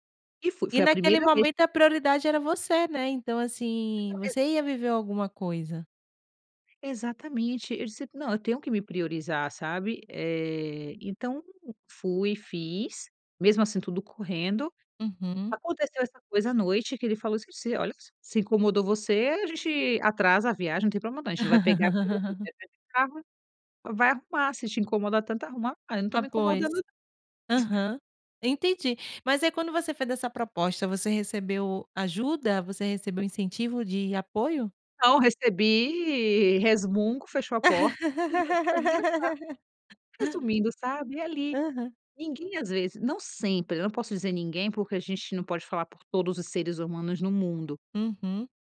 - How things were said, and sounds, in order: laugh; chuckle; unintelligible speech; laugh
- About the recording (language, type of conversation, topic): Portuguese, podcast, Como você prioriza tarefas quando tudo parece urgente?